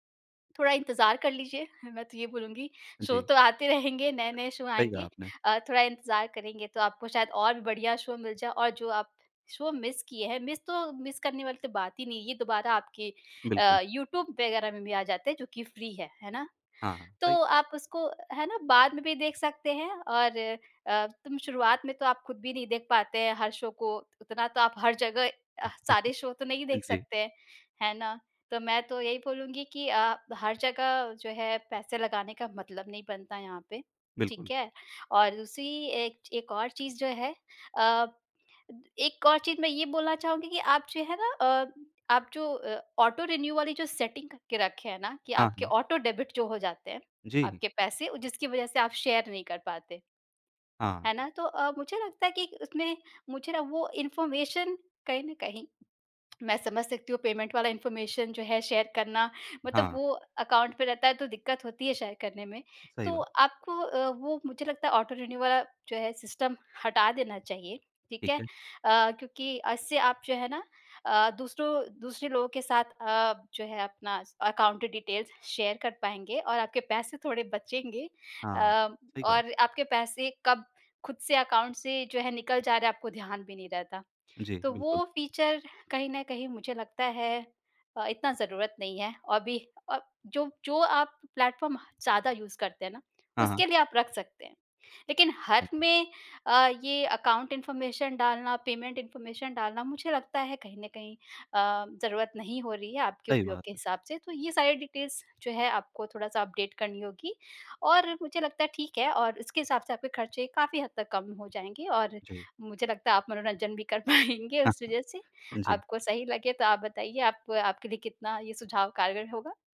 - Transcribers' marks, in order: in English: "शो"; tapping; in English: "शो"; in English: "शो"; in English: "शो मिस"; in English: "मिस"; in English: "मिस"; in English: "फ्री"; chuckle; in English: "शो"; in English: "शो"; in English: "ऑटो रिन्यु"; in English: "सेटिंग"; in English: "ऑटो डेबिट"; in English: "शेयर"; in English: "इन्फॉर्मेशन"; in English: "पेमेंट"; in English: "इन्फॉर्मेशन"; in English: "शेयर"; in English: "अकाउंट"; in English: "शेयर"; in English: "ऑटो रिन्यु"; in English: "सिस्टम"; in English: "अकाउंट डिटेल्स शेयर"; in English: "अकाउंट"; in English: "फीचर"; in English: "प्लेटफॉर्म"; in English: "यूज़"; in English: "अकाउंट इन्फॉर्मेशन"; other background noise; in English: "पेमेंट इन्फॉर्मेशन"; in English: "डिटेल्स"; in English: "अपडेट"; laughing while speaking: "पाएँगे"; chuckle
- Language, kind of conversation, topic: Hindi, advice, कई सब्सक्रिप्शन में फँसे रहना और कौन-कौन से काटें न समझ पाना